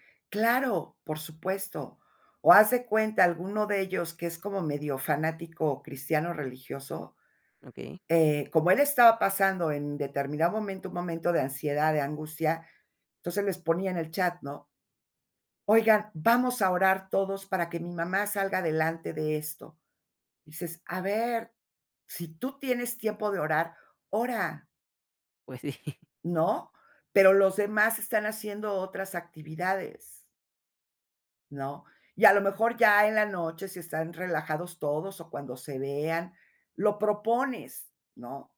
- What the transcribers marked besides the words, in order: laughing while speaking: "sí"
- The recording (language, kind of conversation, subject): Spanish, podcast, ¿Cómo decides cuándo llamar en vez de escribir?